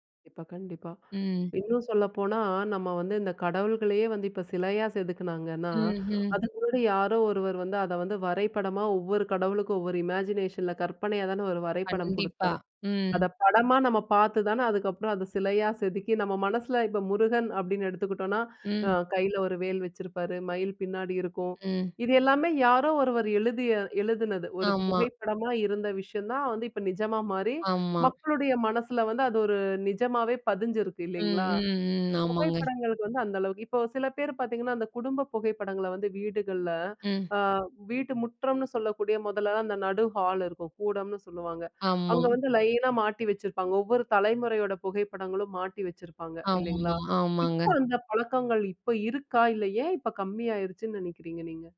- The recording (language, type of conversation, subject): Tamil, podcast, பழைய குடும்பப் புகைப்படங்கள் உங்களுக்கு என்ன சொல்லும்?
- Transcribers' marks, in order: other background noise; in English: "இமேஜினேஷன்ல"; tapping